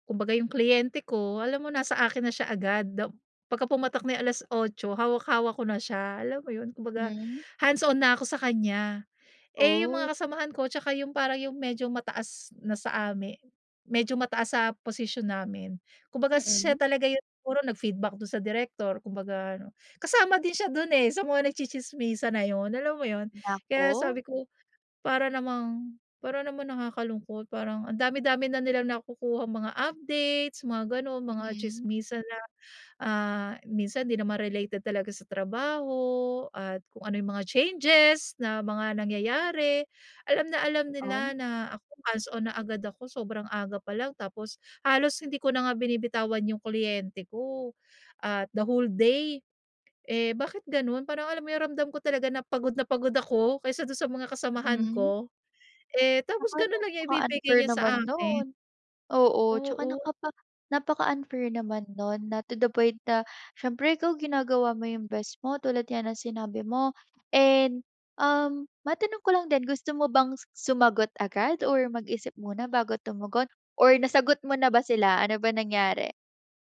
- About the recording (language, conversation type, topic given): Filipino, advice, Paano ako magalang na sasagot sa performance review kung nahihirapan akong tanggapin ito?
- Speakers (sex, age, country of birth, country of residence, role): female, 20-24, Philippines, Philippines, advisor; female, 40-44, Philippines, United States, user
- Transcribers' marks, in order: in English: "hands-on"; in English: "nag-feedback"; stressed: "changes"; in English: "hands-on"; in English: "at the whole day"; wind; in English: "to the point"